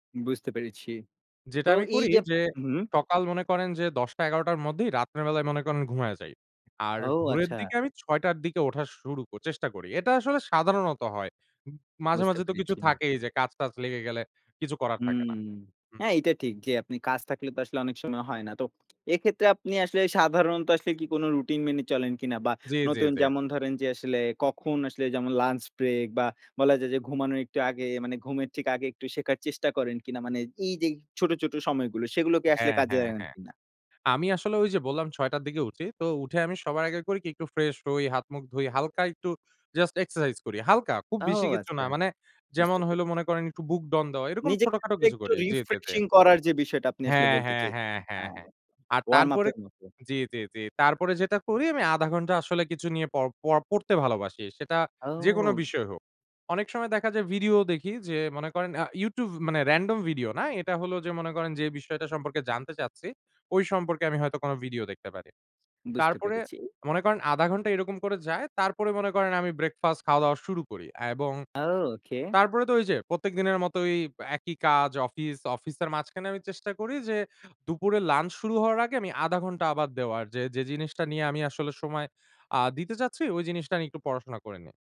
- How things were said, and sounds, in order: "বেলায়" said as "মেলায়"; other background noise; unintelligible speech
- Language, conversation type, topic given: Bengali, podcast, ব্যস্ত জীবনে আপনি শেখার জন্য সময় কীভাবে বের করেন?